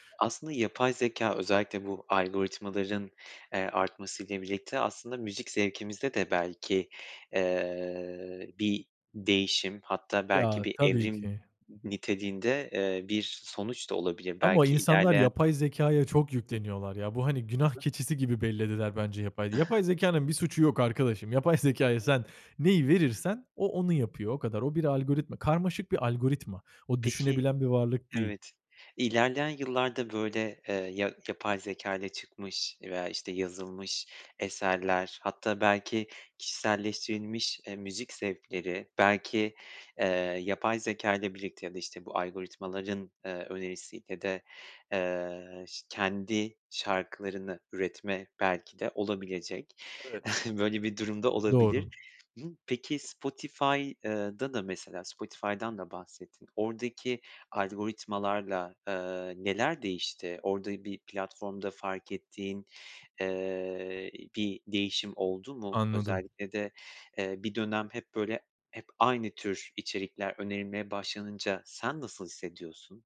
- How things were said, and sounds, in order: other background noise; chuckle; laughing while speaking: "zekâya"; scoff
- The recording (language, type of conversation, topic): Turkish, podcast, Yayın platformlarının algoritmaları zevklerimizi nasıl biçimlendiriyor, sence?